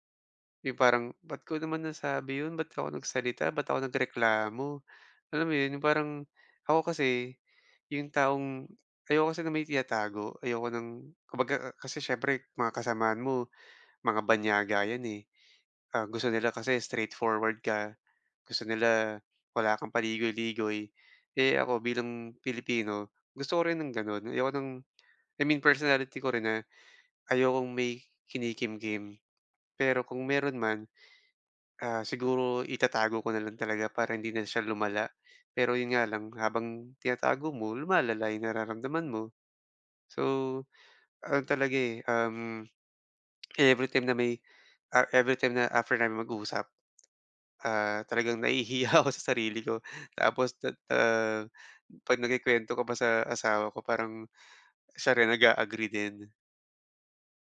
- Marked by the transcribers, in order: lip smack; laughing while speaking: "nahihiya"
- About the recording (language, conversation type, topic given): Filipino, advice, Paano ko mapapanatili ang kumpiyansa sa sarili kahit hinuhusgahan ako ng iba?